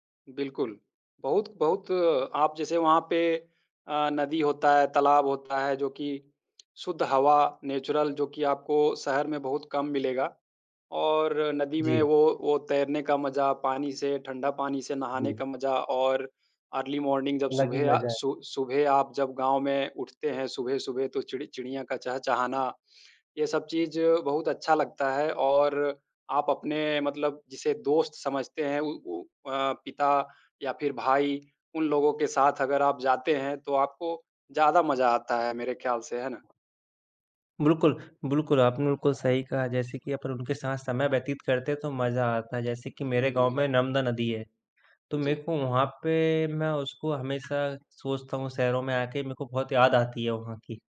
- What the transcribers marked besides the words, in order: in English: "नेचुरल"; in English: "अर्ली मॉर्निंग"
- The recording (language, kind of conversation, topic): Hindi, unstructured, आप अपने दोस्तों के साथ समय बिताना कैसे पसंद करते हैं?